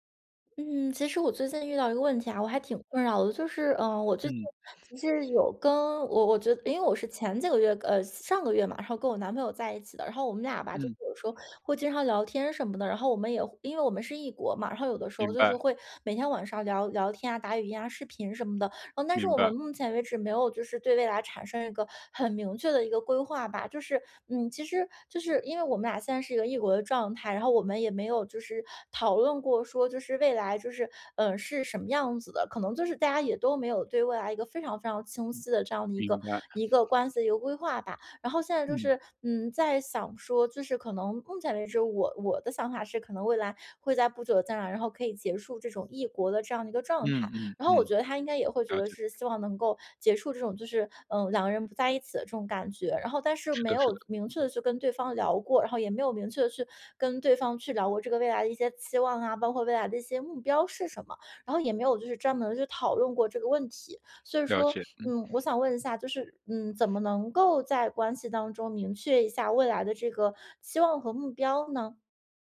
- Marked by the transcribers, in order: tapping; other background noise
- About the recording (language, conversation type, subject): Chinese, advice, 我们如何在关系中共同明确未来的期望和目标？